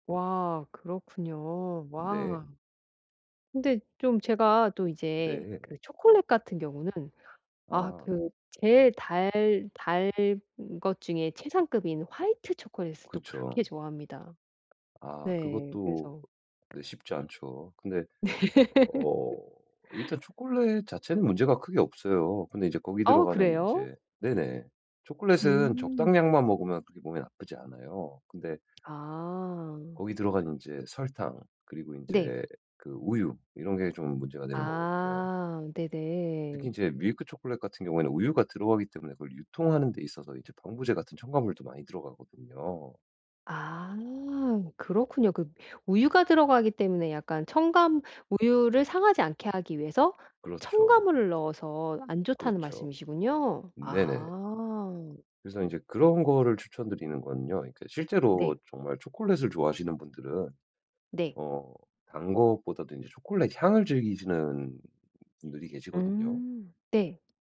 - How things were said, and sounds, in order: other background noise; laugh; "첨가" said as "첨감"; tapping
- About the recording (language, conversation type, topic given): Korean, advice, 건강한 간식 선택